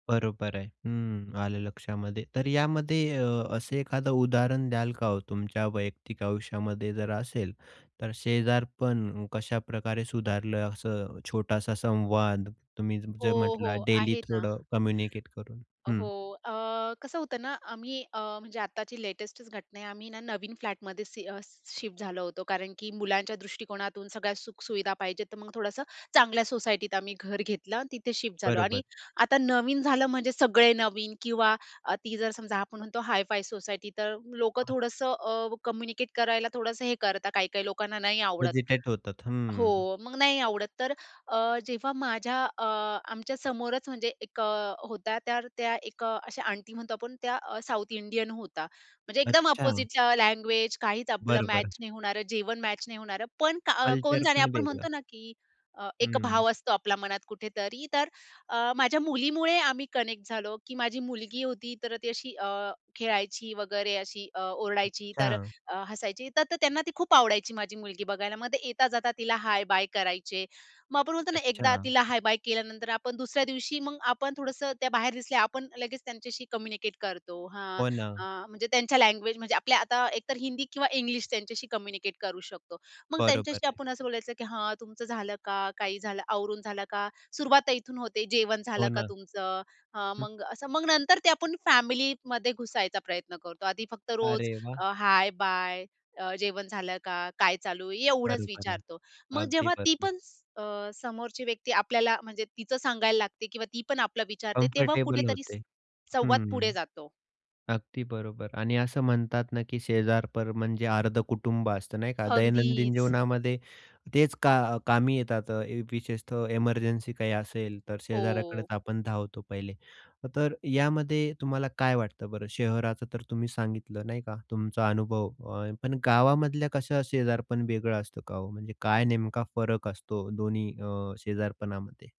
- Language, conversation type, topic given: Marathi, podcast, शहरात किंवा गावात चांगले शेजारपण कसे निर्माण होते, असे तुम्हाला वाटते?
- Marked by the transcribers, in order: in English: "डेली"; other noise; other background noise; in English: "कनेक्ट"; tapping; in English: "कम्फर्टेबल"